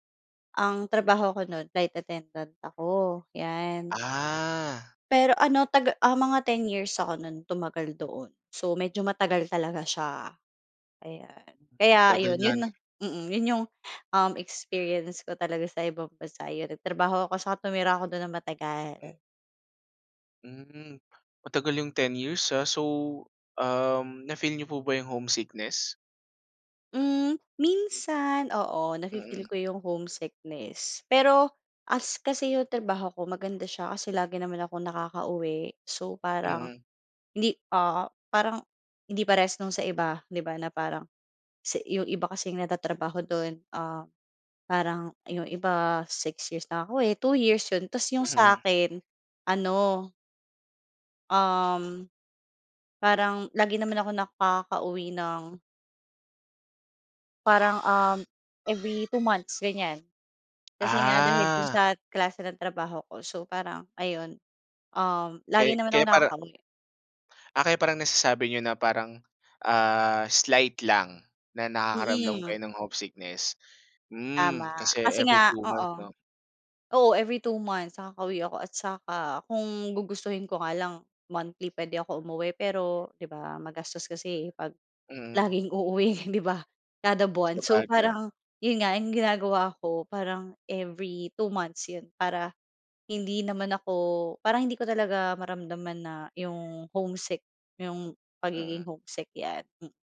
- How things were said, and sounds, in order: other background noise; gasp; in English: "homesickness?"; dog barking; in English: "every two months"; tapping; in English: "slight"; in English: "two"; in English: "every two months"; laughing while speaking: "laging uuwi 'di ba"
- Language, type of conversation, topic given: Filipino, podcast, Ano ang mga tinitimbang mo kapag pinag-iisipan mong manirahan sa ibang bansa?